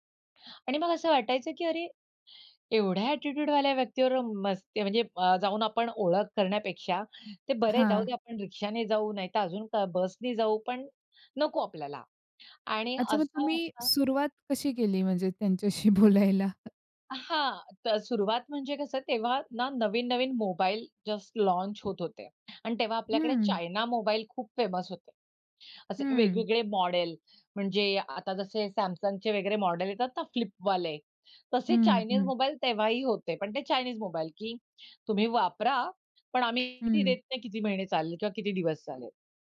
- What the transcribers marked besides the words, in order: in English: "ॲटिट्यूडवाल्या"; other noise; tapping; laughing while speaking: "त्यांच्याशी बोलायला?"; chuckle; in English: "लॉन्च"; in English: "फेमस"; in English: "फ्लिपवाले"
- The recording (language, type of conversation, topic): Marathi, podcast, प्रवासात भेटलेले मित्र दीर्घकाळ टिकणारे जिवलग मित्र कसे बनले?